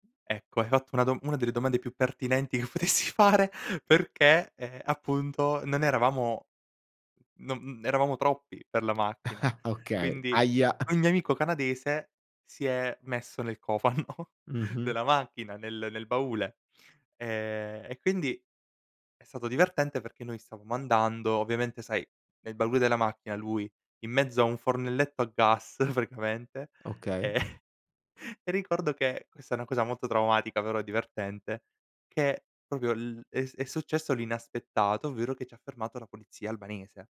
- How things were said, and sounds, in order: laughing while speaking: "che potessi fare"; other background noise; chuckle; laughing while speaking: "cofanno"; "cofano" said as "cofanno"; laughing while speaking: "pracamente"; "praticamente" said as "pracamente"; chuckle; "proprio" said as "propio"
- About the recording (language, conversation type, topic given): Italian, podcast, Hai mai incontrato qualcuno in viaggio che ti ha segnato?